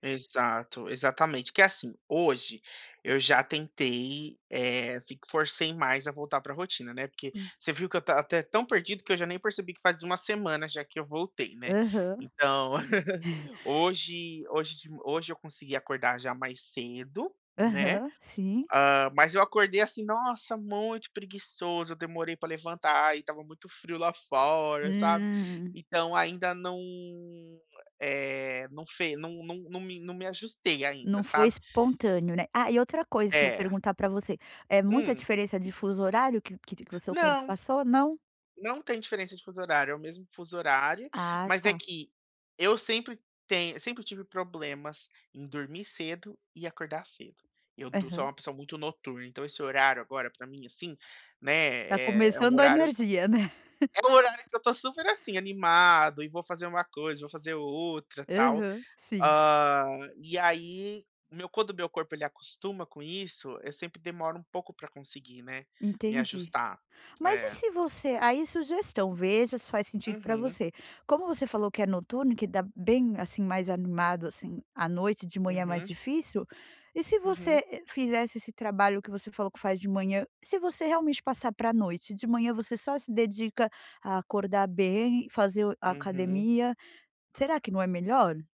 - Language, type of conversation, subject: Portuguese, advice, Como voltar a uma rotina saudável depois das férias ou de uma viagem?
- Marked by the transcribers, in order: laugh; laugh